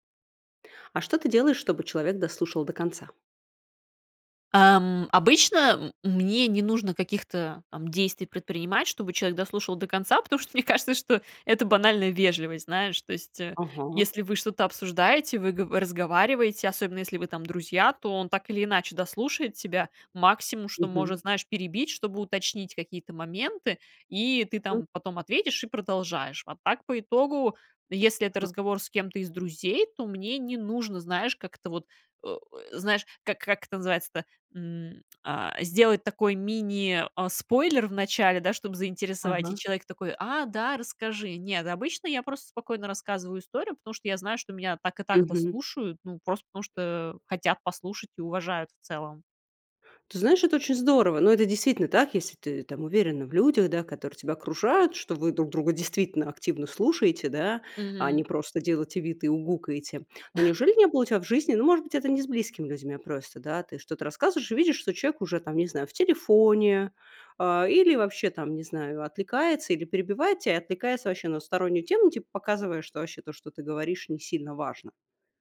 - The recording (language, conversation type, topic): Russian, podcast, Что вы делаете, чтобы собеседник дослушал вас до конца?
- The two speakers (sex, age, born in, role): female, 30-34, Russia, guest; female, 35-39, Russia, host
- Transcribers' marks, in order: tapping; other background noise; chuckle